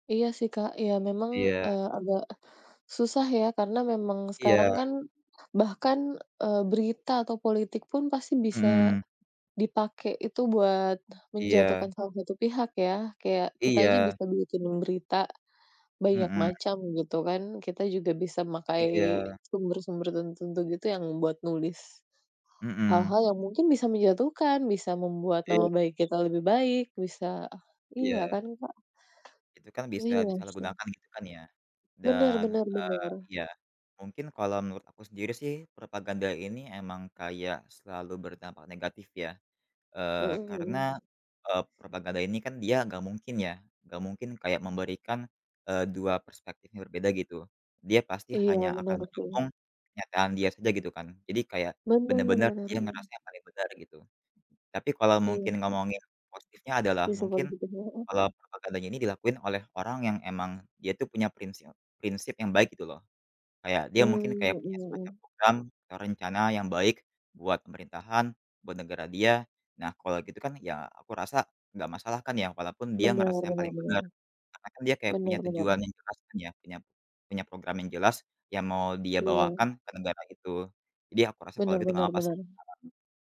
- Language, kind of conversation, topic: Indonesian, unstructured, Mengapa propaganda sering digunakan dalam perang dan politik?
- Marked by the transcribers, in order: other background noise; tapping; unintelligible speech